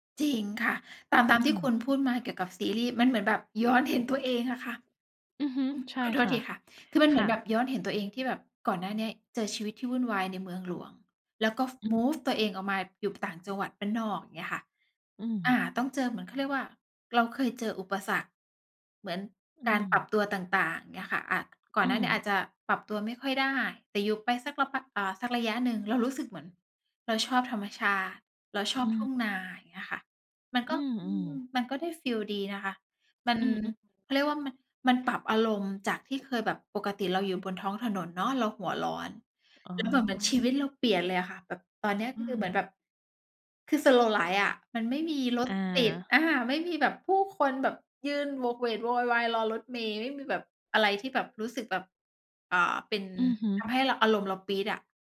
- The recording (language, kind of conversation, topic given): Thai, unstructured, มีอะไรช่วยให้คุณรู้สึกดีขึ้นตอนอารมณ์ไม่ดีไหม?
- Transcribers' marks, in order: other background noise